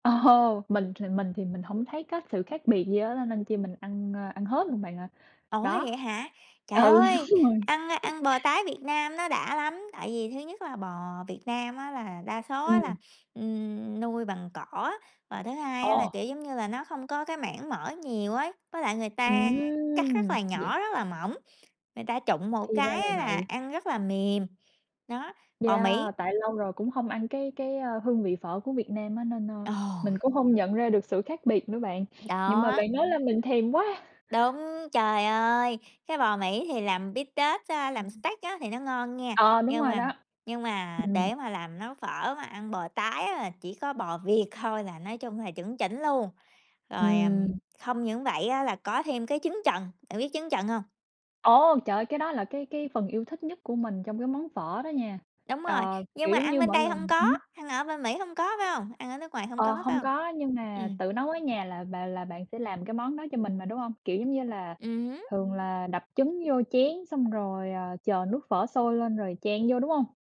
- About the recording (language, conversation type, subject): Vietnamese, unstructured, Bạn đã học nấu phở như thế nào?
- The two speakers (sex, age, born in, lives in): female, 30-34, Vietnam, United States; male, 20-24, Vietnam, United States
- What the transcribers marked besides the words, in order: laughing while speaking: "Ồ"; tapping; laughing while speaking: "ừ, đúng"; chuckle; other background noise; in English: "steak"